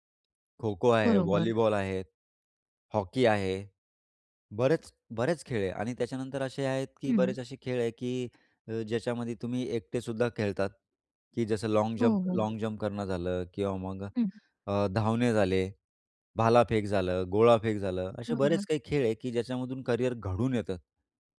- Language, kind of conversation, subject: Marathi, podcast, शाळेबाहेर कोणत्या गोष्टी शिकायला हव्यात असे तुम्हाला वाटते, आणि का?
- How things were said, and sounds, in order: none